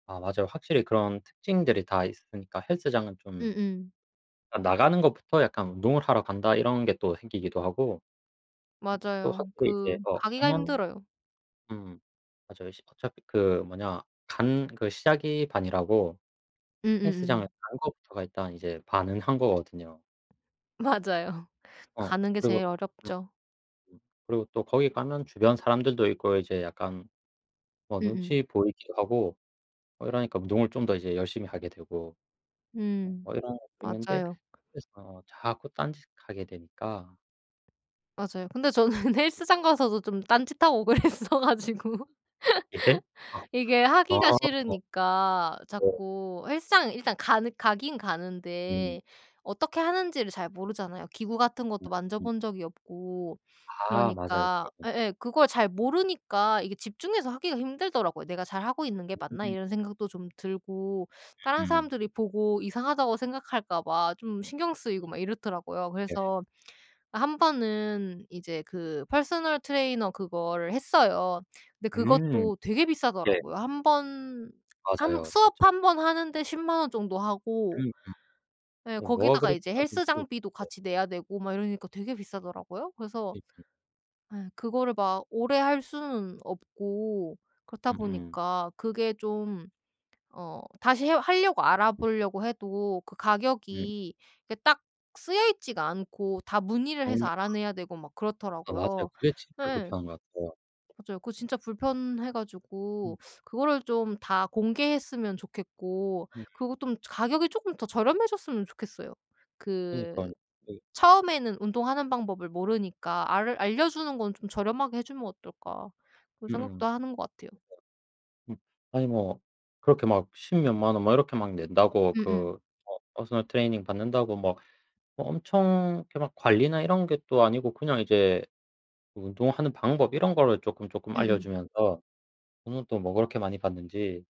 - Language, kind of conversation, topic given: Korean, unstructured, 헬스장 비용이 너무 비싸다고 느낀 적이 있나요?
- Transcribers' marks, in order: unintelligible speech; other background noise; tapping; laughing while speaking: "맞아요"; laughing while speaking: "저는"; laughing while speaking: "그랬어 가지고"; laugh; laughing while speaking: "예?"; laugh; in English: "펄스널 트레이너"; unintelligible speech; other noise; teeth sucking; in English: "퍼스널 트레이닝"